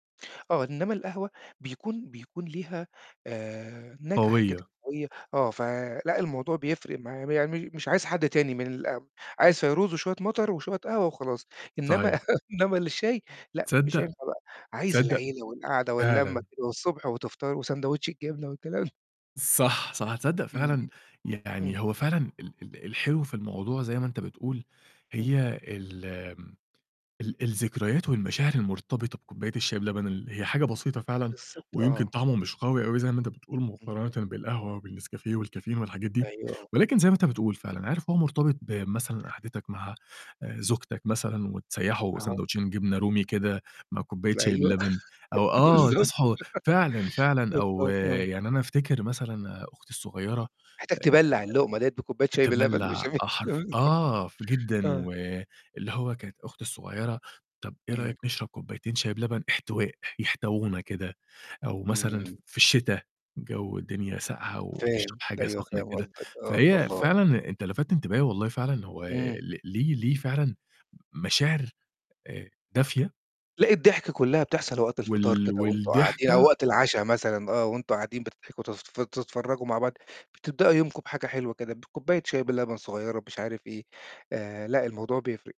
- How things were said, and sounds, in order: chuckle; chuckle; laughing while speaking: "بالضبط، مش ع"; unintelligible speech; laughing while speaking: "مش هم"; unintelligible speech; unintelligible speech; tapping
- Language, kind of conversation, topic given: Arabic, podcast, ايه طقوس القهوة والشاي عندكم في البيت؟